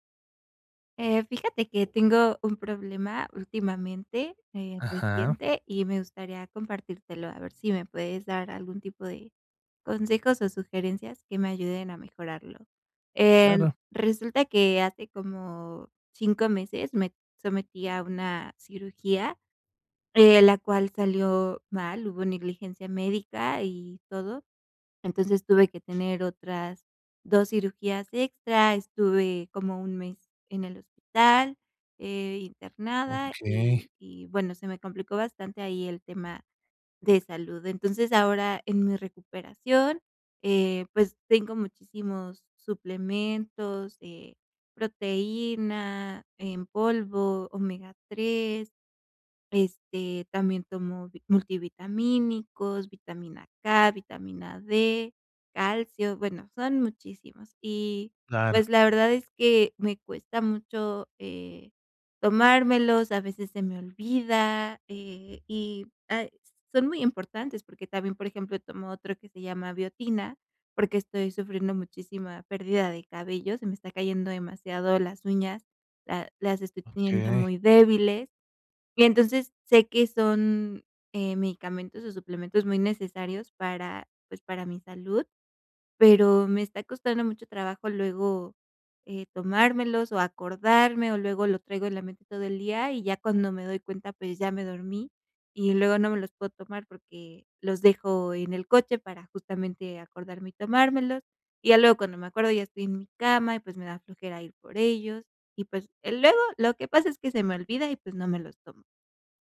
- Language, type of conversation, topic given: Spanish, advice, ¿Por qué a veces olvidas o no eres constante al tomar tus medicamentos o suplementos?
- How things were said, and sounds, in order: other noise